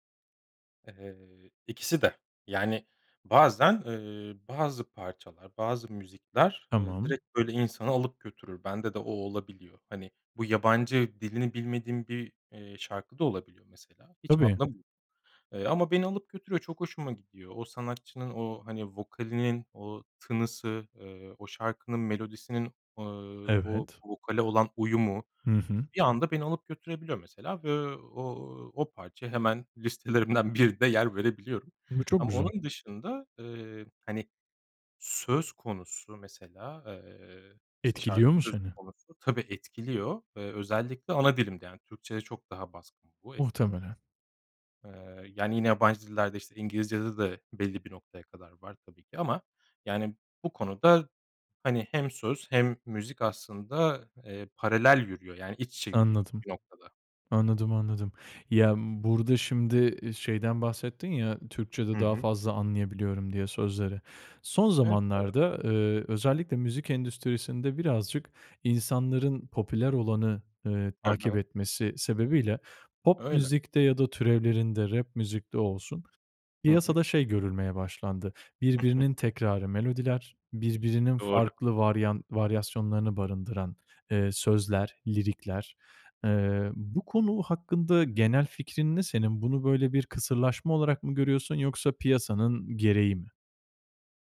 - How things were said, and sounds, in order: laughing while speaking: "listelerimden birinde"; unintelligible speech; chuckle
- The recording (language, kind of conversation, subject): Turkish, podcast, Bir şarkıda seni daha çok melodi mi yoksa sözler mi etkiler?